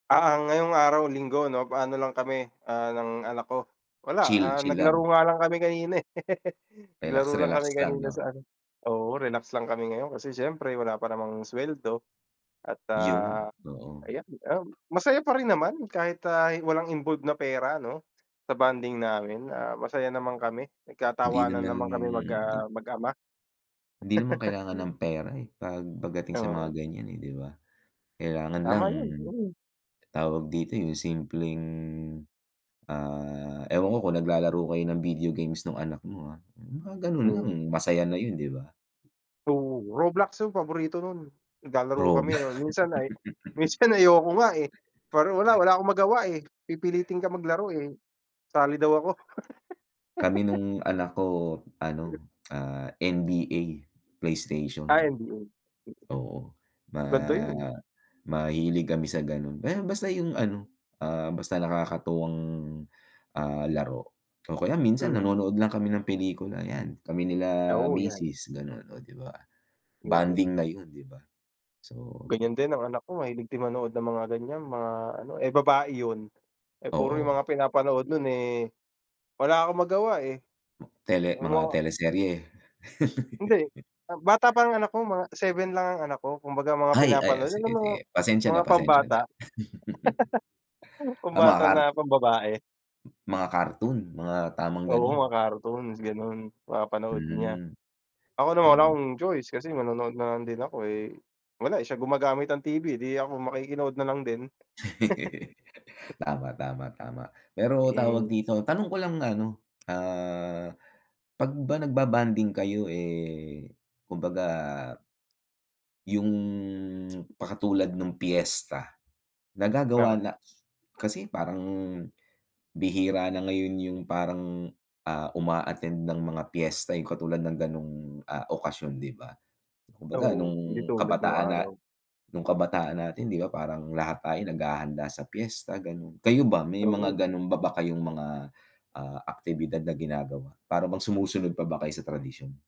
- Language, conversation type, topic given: Filipino, unstructured, Anu-ano ang mga aktibidad na ginagawa ninyo bilang pamilya para mas mapalapit sa isa’t isa?
- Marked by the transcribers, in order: other background noise; laugh; tapping; other noise; chuckle; laugh; chuckle; laugh; unintelligible speech; laugh; laugh; laugh; chuckle; drawn out: "'yong"; lip smack